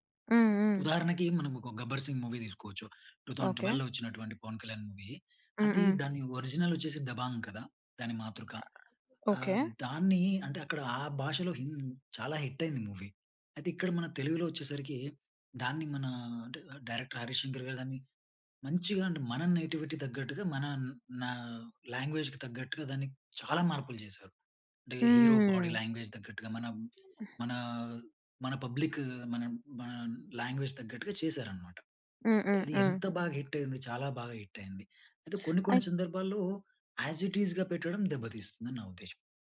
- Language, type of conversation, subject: Telugu, podcast, రిమేక్‌లు, ఒరిజినల్‌ల గురించి మీ ప్రధాన అభిప్రాయం ఏమిటి?
- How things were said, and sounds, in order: in English: "టూ తౌసండ్ ట్వెల్వ్‌లో"; in English: "మూవీ"; in English: "ఒరిజినల్"; other noise; tapping; in English: "హిట్"; in English: "మూవీ"; in English: "డైరెక్టర్"; in English: "నేటివిటీకి"; in English: "లాంగ్వేజ్‌కి"; in English: "హీరో బాడీ లాంగ్వేజ్"; in English: "పబ్లిక్"; in English: "లాంగ్వేజ్‌కి"; in English: "హిట్"; in English: "హిట్"; in English: "యాస్ ఇట్ ఈస్‌గా"